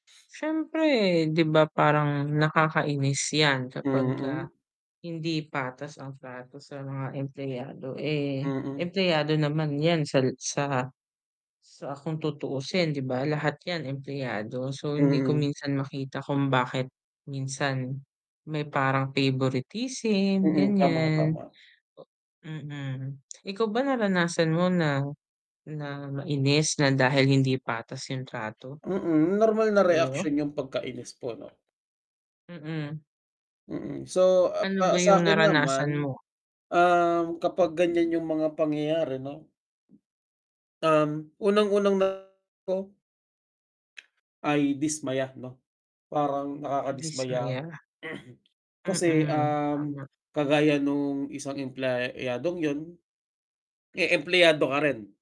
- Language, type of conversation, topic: Filipino, unstructured, Ano ang nararamdaman mo kapag hindi patas ang pagtrato sa mga empleyado?
- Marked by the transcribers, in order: static; tapping; distorted speech; throat clearing